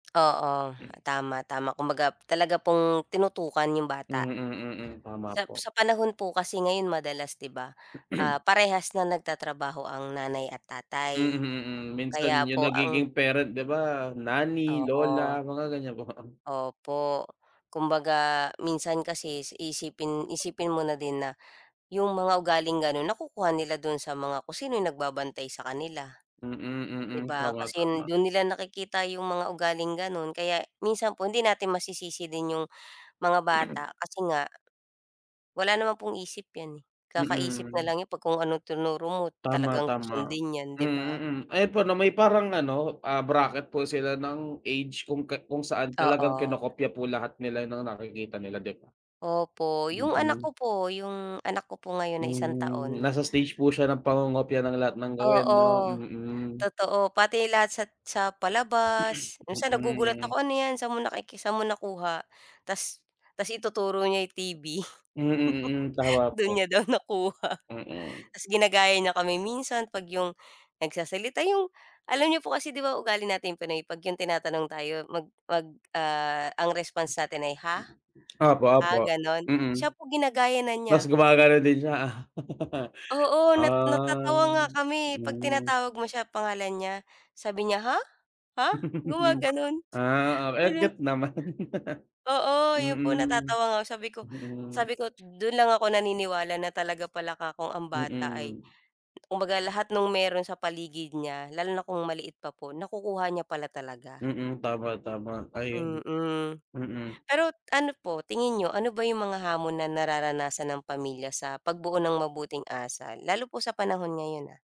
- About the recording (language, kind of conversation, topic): Filipino, unstructured, Ano ang papel ng pamilya sa paghubog ng magandang asal ng kabataan?
- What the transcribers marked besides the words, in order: throat clearing; unintelligible speech; throat clearing; throat clearing; laugh; laughing while speaking: "Dun niya daw nakuha"; laughing while speaking: "ah"; laugh; laugh; unintelligible speech; laughing while speaking: "naman"; laugh